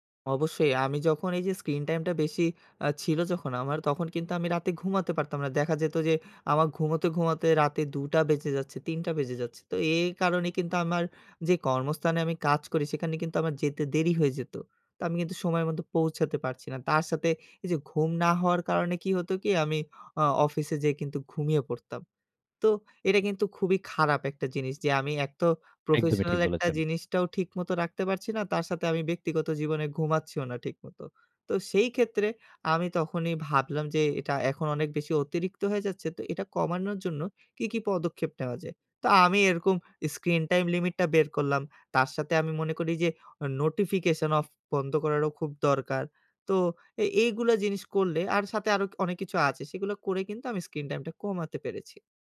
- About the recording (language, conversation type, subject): Bengali, podcast, স্ক্রিন টাইম কমাতে আপনি কী করেন?
- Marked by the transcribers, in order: none